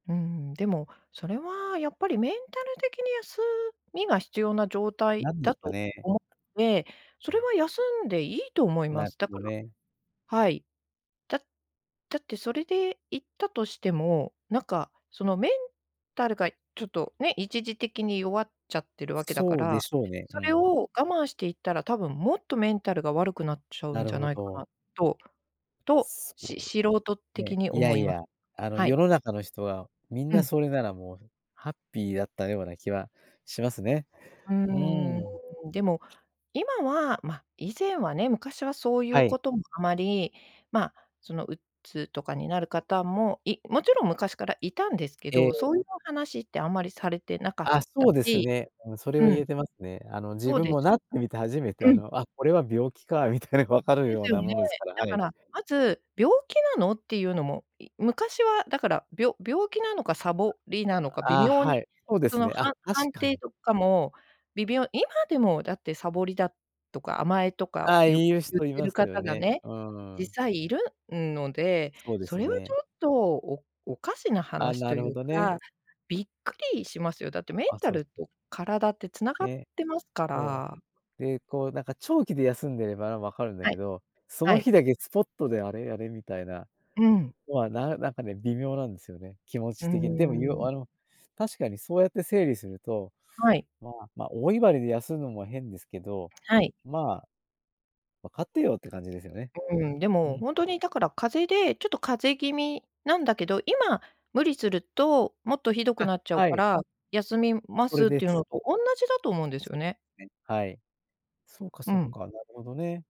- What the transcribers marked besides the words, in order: tapping; other background noise; laughing while speaking: "みたいなのが"
- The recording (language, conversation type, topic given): Japanese, podcast, 休むことへの罪悪感をどうすれば手放せますか？
- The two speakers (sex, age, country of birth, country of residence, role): female, 55-59, Japan, Japan, host; male, 60-64, Japan, Japan, guest